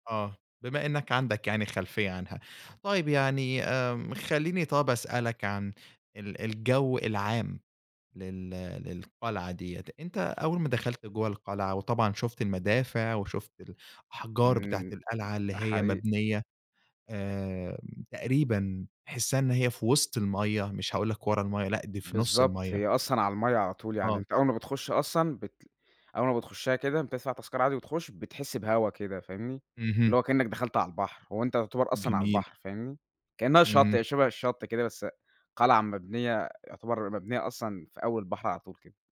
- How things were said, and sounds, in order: other background noise
- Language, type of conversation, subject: Arabic, podcast, إيه أجمل مدينة زرتها وليه حبيتها؟